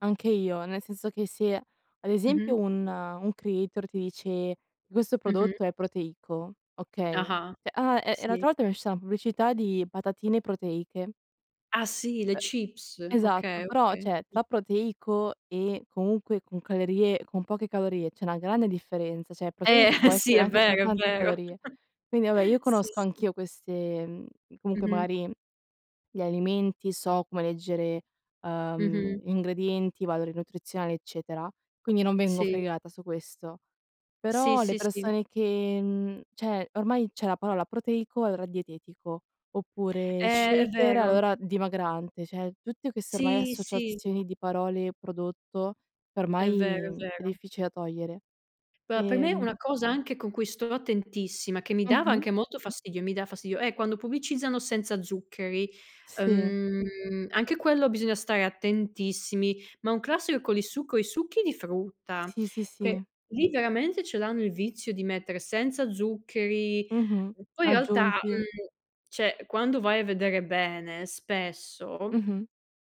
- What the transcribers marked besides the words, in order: in English: "creator"; "Cioè" said as "ceh"; "uscita" said as "usci"; "cioè" said as "ceh"; other background noise; "cioè" said as "ceh"; chuckle; chuckle; "cioè" said as "ceh"; "cioè" said as "ceh"; drawn out: "shaker"; "cioè" said as "ceh"; drawn out: "ormai"; tapping; drawn out: "Ehm"; "cioè" said as "ceh"
- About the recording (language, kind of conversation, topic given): Italian, unstructured, Pensi che la pubblicità inganni sul valore reale del cibo?